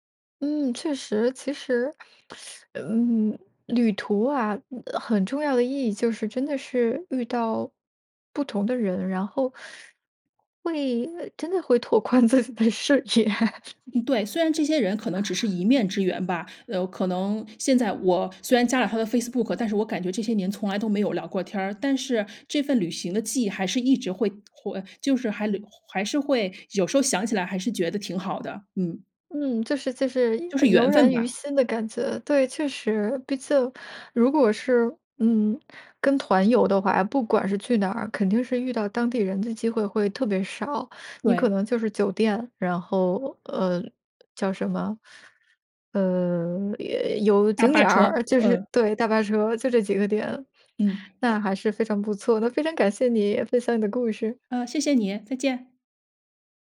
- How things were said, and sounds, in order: teeth sucking; laughing while speaking: "自己的视野"
- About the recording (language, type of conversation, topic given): Chinese, podcast, 旅行教给你最重要的一课是什么？